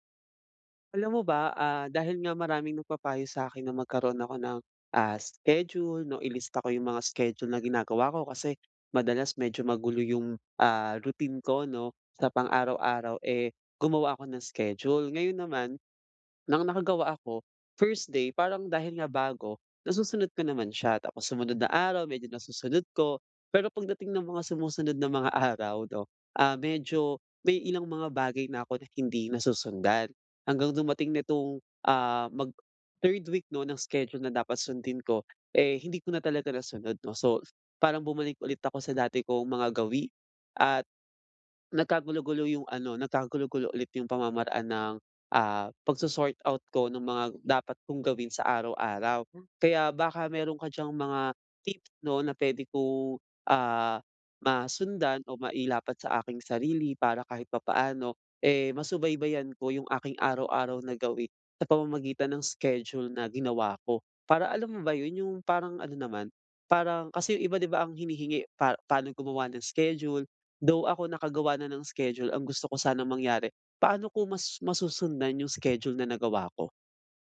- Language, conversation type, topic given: Filipino, advice, Paano ko masusubaybayan nang mas madali ang aking mga araw-araw na gawi?
- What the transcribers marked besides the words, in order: tapping; other background noise; in English: "pagso-sort out"